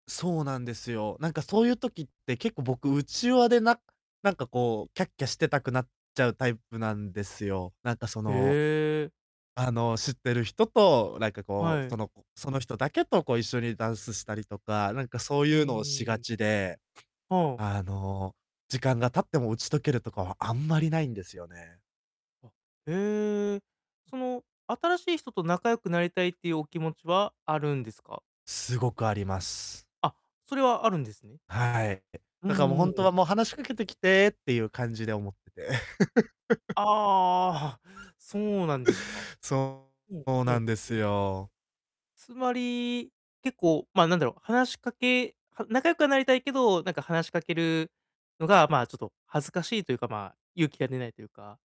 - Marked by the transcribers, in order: other background noise; distorted speech; tapping; laugh
- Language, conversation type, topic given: Japanese, advice, 友人のパーティーにいると居心地が悪いのですが、どうすればいいですか？